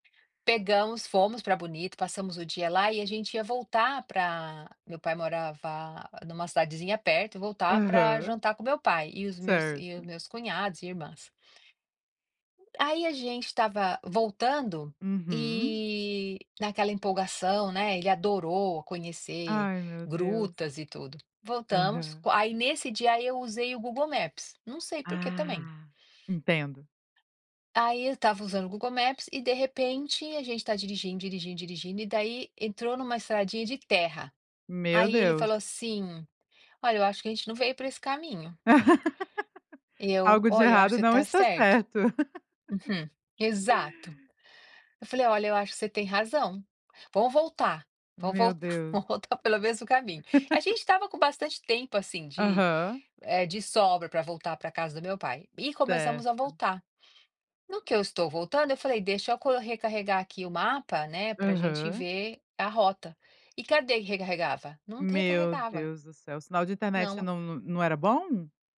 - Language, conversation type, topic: Portuguese, podcast, Você já usou a tecnologia e ela te salvou — ou te traiu — quando você estava perdido?
- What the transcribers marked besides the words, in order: laugh; laugh; laughing while speaking: "voltar"; laugh